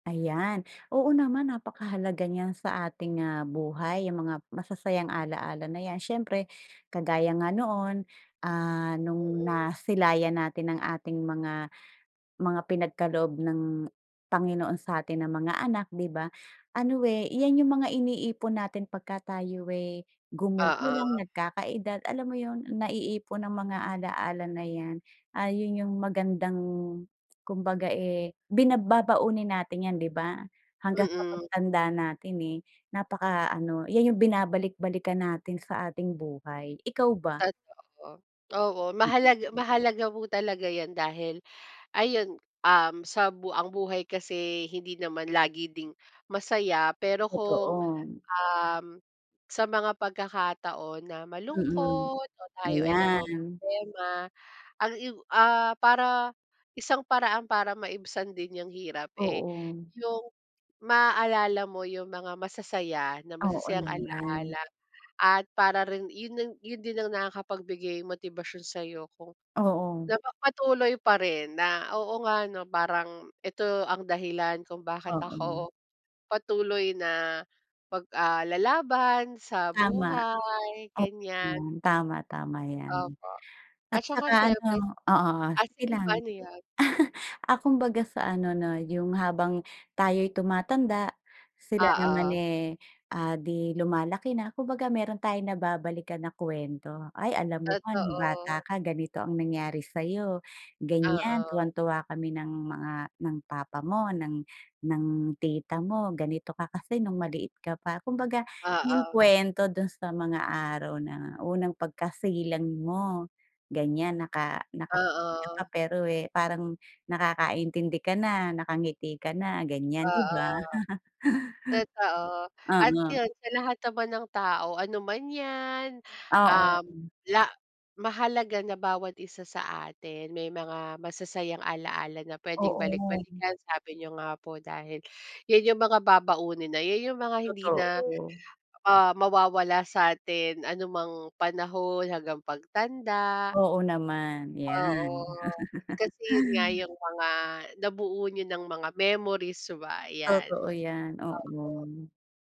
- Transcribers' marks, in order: other animal sound; tapping; other background noise; snort; laugh; laugh
- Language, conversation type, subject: Filipino, unstructured, Ano ang pinakamaagang alaala mo na palagi kang napapangiti?